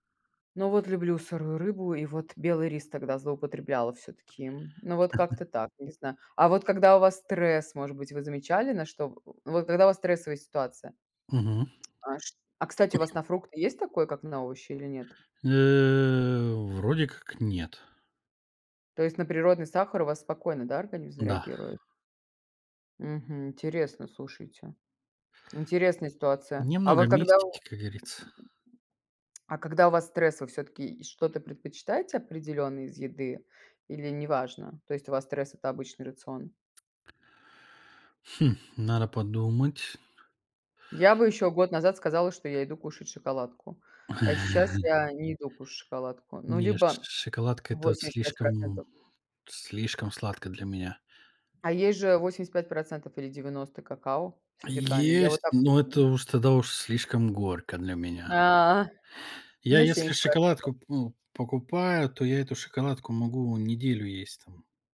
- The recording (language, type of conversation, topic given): Russian, unstructured, Как еда влияет на настроение?
- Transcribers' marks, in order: chuckle; other background noise; tapping; chuckle; drawn out: "А"